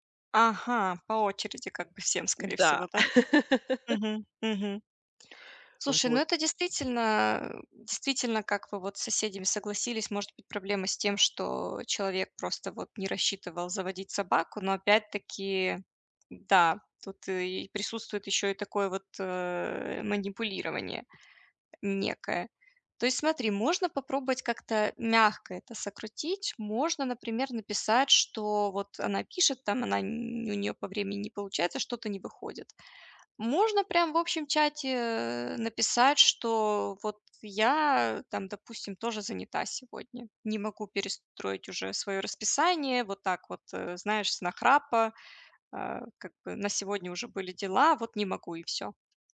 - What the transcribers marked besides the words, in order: tapping; laugh; other background noise; grunt
- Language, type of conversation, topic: Russian, advice, Как мне уважительно отказывать и сохранять уверенность в себе?